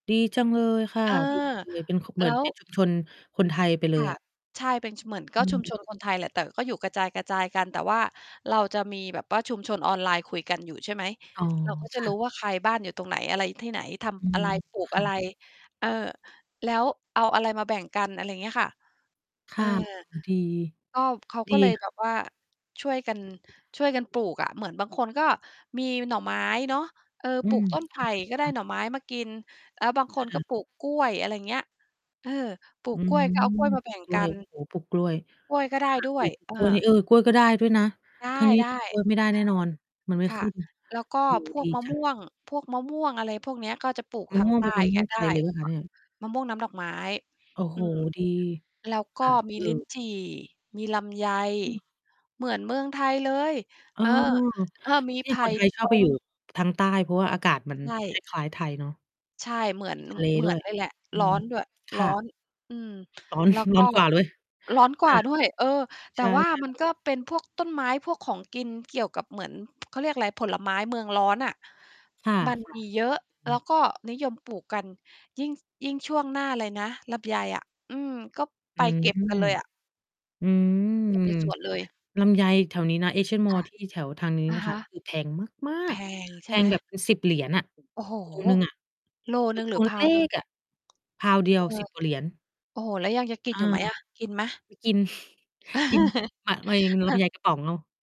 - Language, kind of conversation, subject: Thai, unstructured, คุณคิดว่าการปลูกต้นไม้ส่งผลดีต่อชุมชนอย่างไร?
- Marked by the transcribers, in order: distorted speech; mechanical hum; static; other noise; chuckle; tapping; stressed: "มาก ๆ"; other background noise; in English: "pound"; in English: "pound"; chuckle